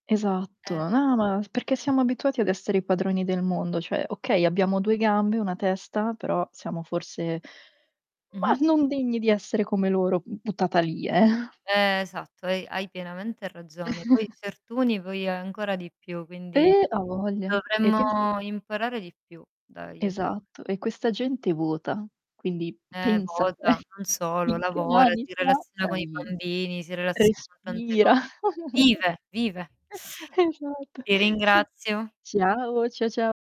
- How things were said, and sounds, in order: distorted speech; other background noise; tapping; chuckle; static; drawn out: "Esatto"; chuckle; laughing while speaking: "te"; chuckle; laughing while speaking: "Esatto"; chuckle
- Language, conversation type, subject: Italian, unstructured, Quale legame tra esseri umani e animali ti sorprende di più?
- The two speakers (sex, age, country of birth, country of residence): female, 25-29, Italy, Italy; female, 35-39, Italy, Italy